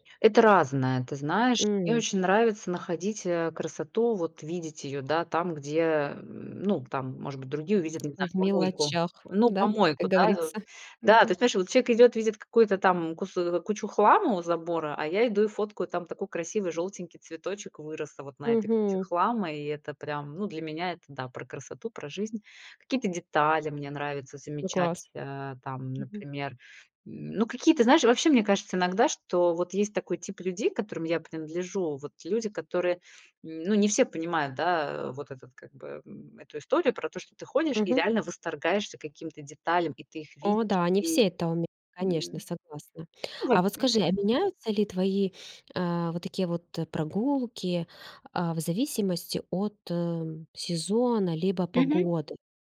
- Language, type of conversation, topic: Russian, podcast, Чем ты обычно занимаешься, чтобы хорошо провести выходной день?
- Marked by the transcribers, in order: none